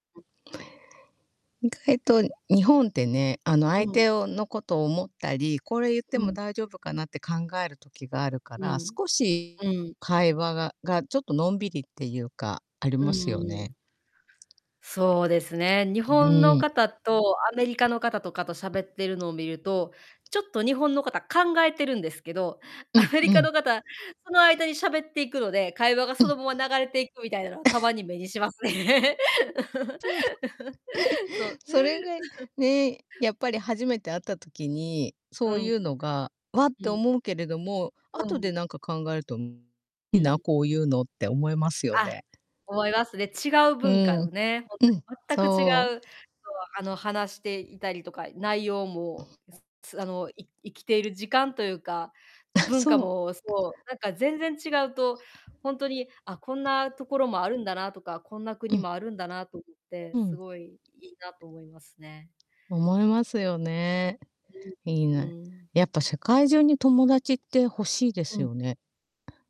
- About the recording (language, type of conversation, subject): Japanese, unstructured, 友達と初めて会ったときの思い出はありますか？
- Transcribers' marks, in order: distorted speech; other background noise; chuckle; laugh; chuckle; tapping